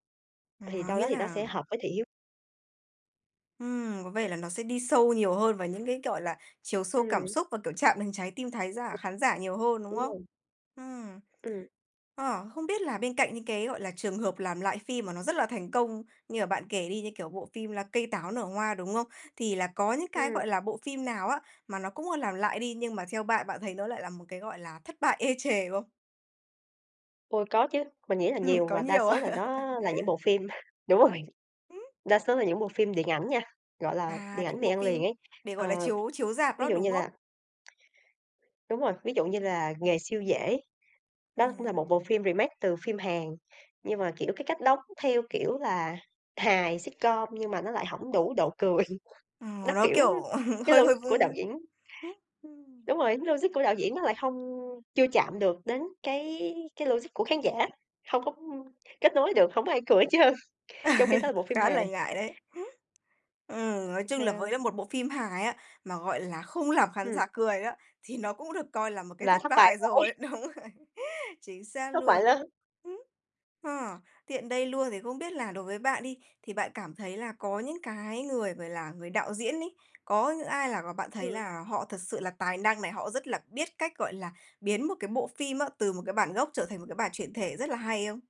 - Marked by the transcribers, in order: unintelligible speech; other background noise; tapping; laughing while speaking: "Ừm"; laughing while speaking: "à?"; laugh; in English: "remake"; in English: "sitcom"; laughing while speaking: "cười"; laughing while speaking: "ờ"; unintelligible speech; other noise; laughing while speaking: "cười hết trơn"; laugh; laughing while speaking: "bại rồi, đúng rồi"
- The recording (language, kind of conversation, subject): Vietnamese, podcast, Bạn nghĩ sao về xu hướng làm lại các phim cũ dạo gần đây?